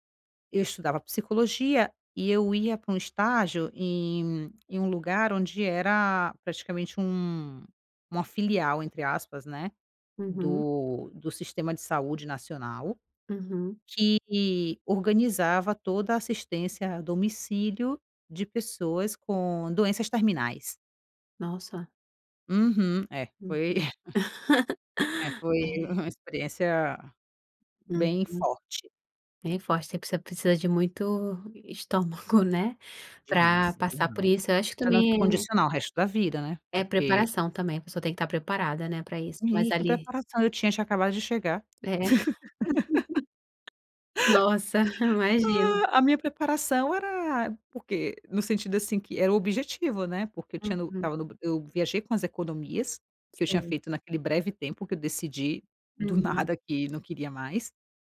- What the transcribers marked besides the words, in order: chuckle; laugh; laugh; chuckle
- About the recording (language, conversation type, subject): Portuguese, podcast, Você já tomou alguma decisão improvisada que acabou sendo ótima?